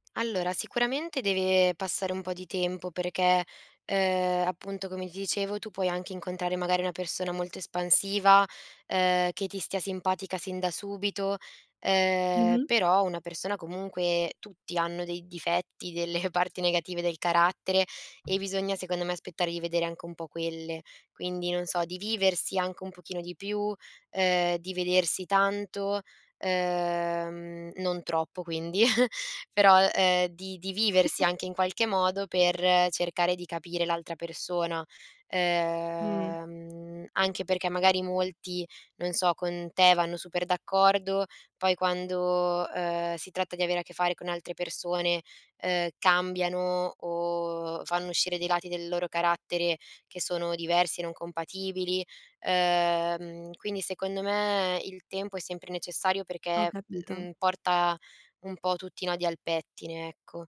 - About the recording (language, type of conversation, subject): Italian, advice, Come posso comunicare chiaramente le mie aspettative e i miei limiti nella relazione?
- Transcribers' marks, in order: laughing while speaking: "delle"; tapping; chuckle; other noise